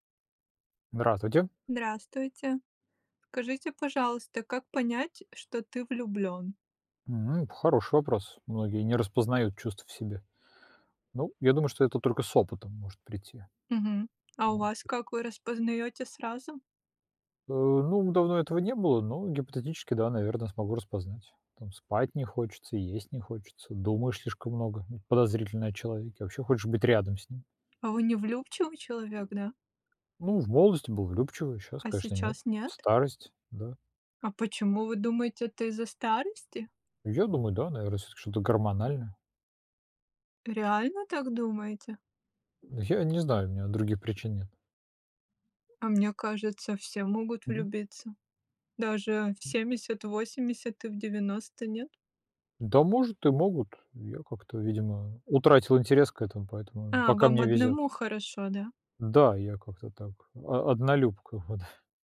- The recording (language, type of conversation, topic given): Russian, unstructured, Как понять, что ты влюблён?
- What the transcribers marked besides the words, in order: tapping; laughing while speaking: "вот"